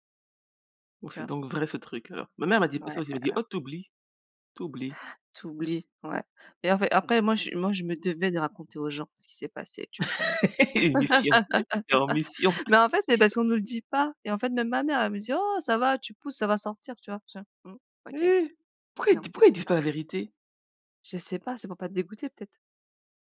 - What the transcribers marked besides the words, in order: laugh; chuckle; laugh
- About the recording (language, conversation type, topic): French, unstructured, Peux-tu partager un moment où tu as ressenti une vraie joie ?